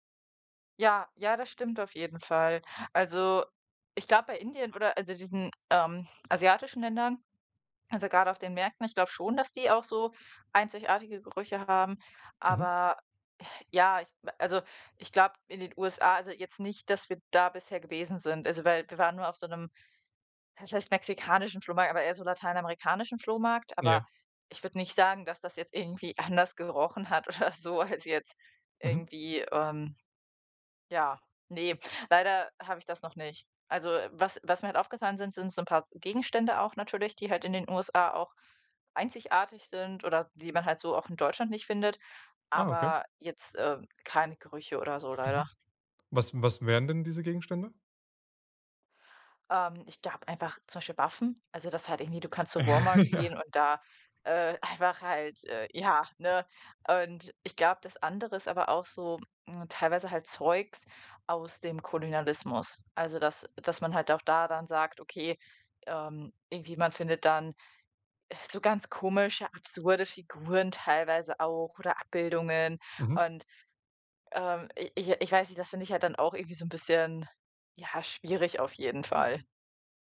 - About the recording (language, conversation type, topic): German, podcast, Was war deine ungewöhnlichste Begegnung auf Reisen?
- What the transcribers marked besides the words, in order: joyful: "oder so"; chuckle; tapping